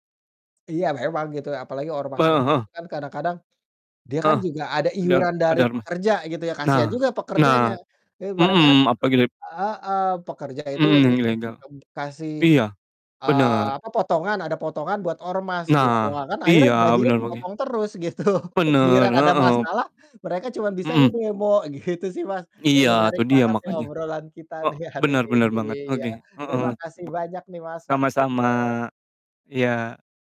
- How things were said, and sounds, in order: unintelligible speech; laughing while speaking: "gitu"; laughing while speaking: "gitu"; laughing while speaking: "ya hari"
- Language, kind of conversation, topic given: Indonesian, unstructured, Bagaimana seharusnya pemerintah mengatasi masalah pengangguran?